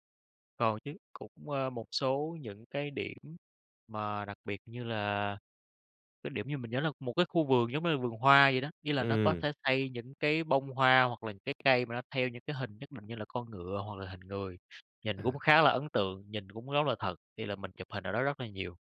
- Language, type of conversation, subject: Vietnamese, podcast, Bạn có kỷ niệm tuổi thơ nào khiến bạn nhớ mãi không?
- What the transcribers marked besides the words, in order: tapping